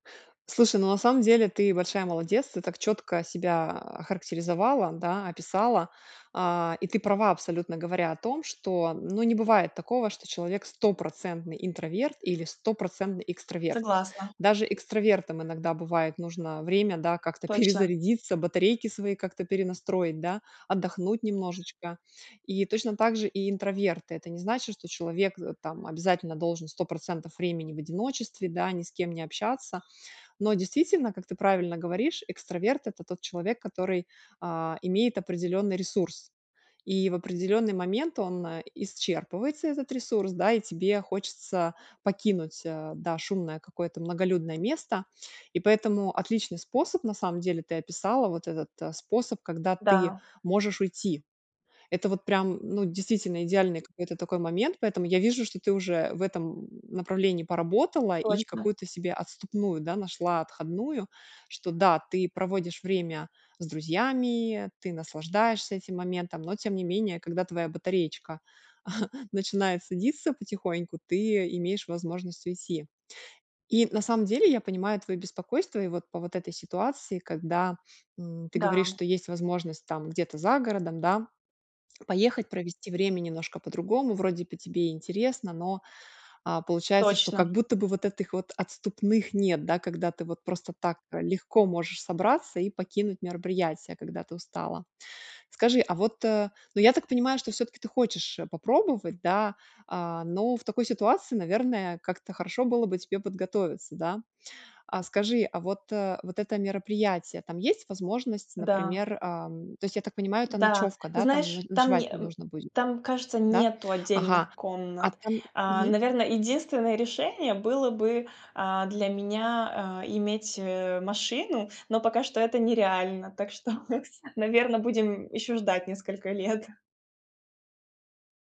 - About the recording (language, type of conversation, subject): Russian, advice, Как справиться с неловкостью на вечеринках и в компании?
- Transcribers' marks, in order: chuckle; laughing while speaking: "что"